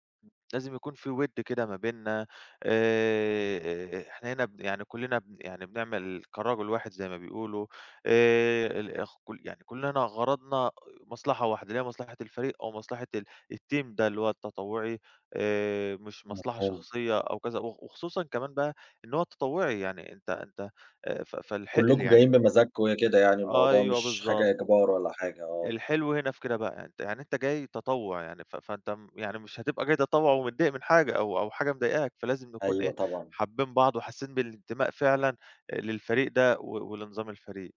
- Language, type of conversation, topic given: Arabic, podcast, إحكيلي عن مرة حسّيت إنك منتمّي وسط مجموعة؟
- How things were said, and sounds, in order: in English: "الTeam"